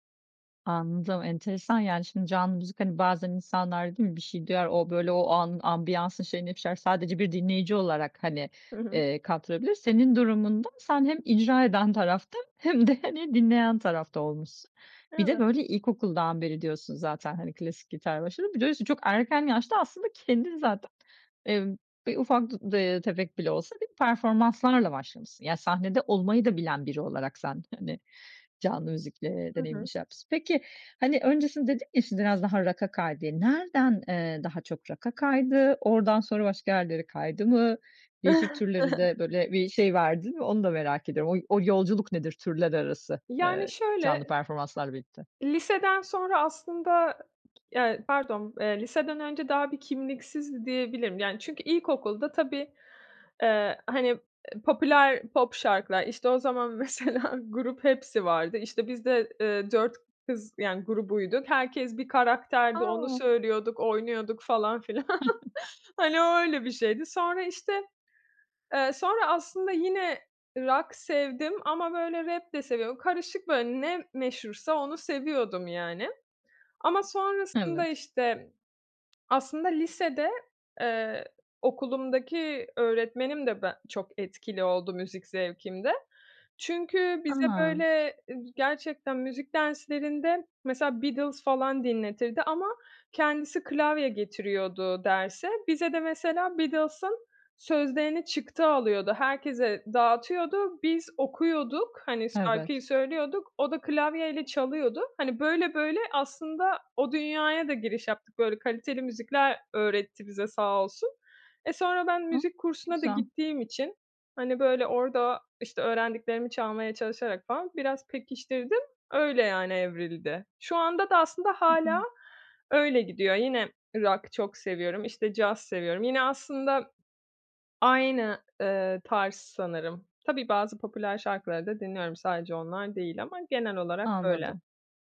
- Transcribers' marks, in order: chuckle; other background noise; tapping; laughing while speaking: "mesela"; chuckle; laughing while speaking: "filan"
- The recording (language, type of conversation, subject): Turkish, podcast, Canlı müzik deneyimleri müzik zevkini nasıl etkiler?